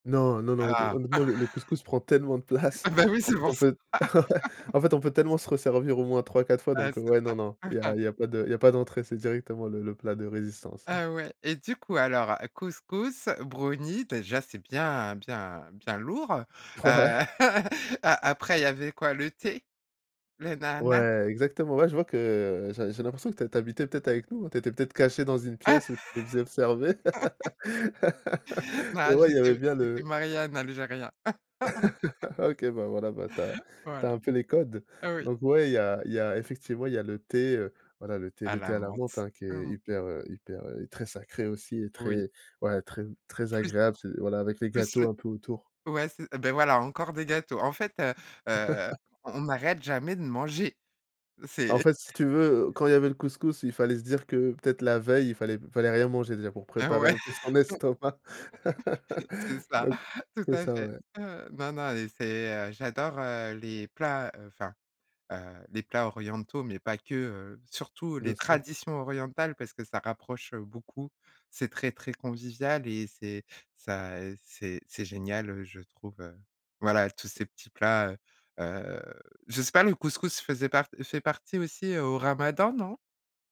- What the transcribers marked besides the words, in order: chuckle; laughing while speaking: "ouais"; laughing while speaking: "ça"; laugh; tapping; chuckle; laughing while speaking: "Ouais"; laugh; laugh; laugh; laugh; laugh; other background noise; laugh; laughing while speaking: "estomac"; laugh; stressed: "traditions"
- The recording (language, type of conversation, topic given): French, podcast, Quel plat de famille te ramène directement en enfance ?